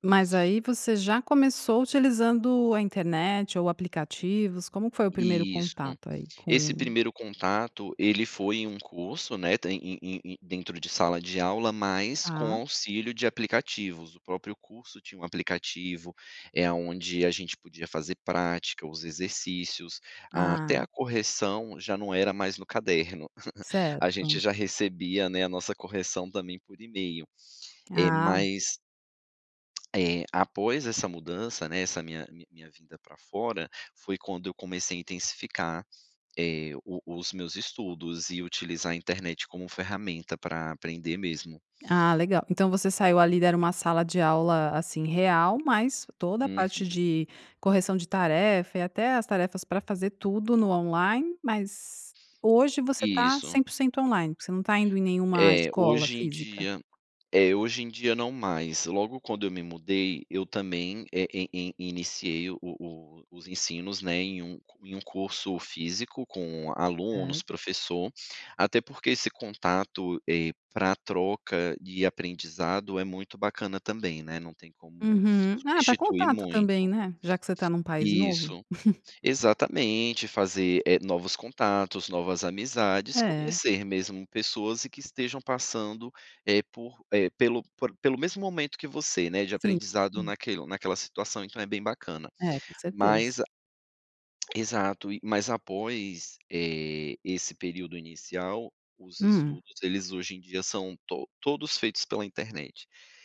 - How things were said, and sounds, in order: chuckle; lip smack; chuckle; tapping
- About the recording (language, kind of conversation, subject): Portuguese, podcast, Como você usa a internet para aprender sem se perder?